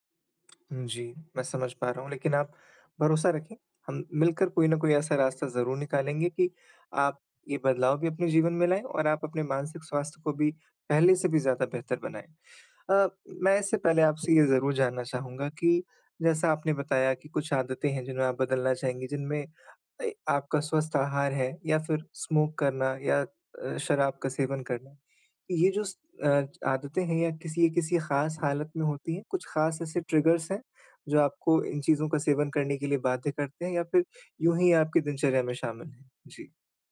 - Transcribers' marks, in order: tapping; in English: "स्मोक"; in English: "ट्रिगर्स"
- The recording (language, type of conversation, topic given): Hindi, advice, पुरानी आदतों को धीरे-धीरे बदलकर नई आदतें कैसे बना सकता/सकती हूँ?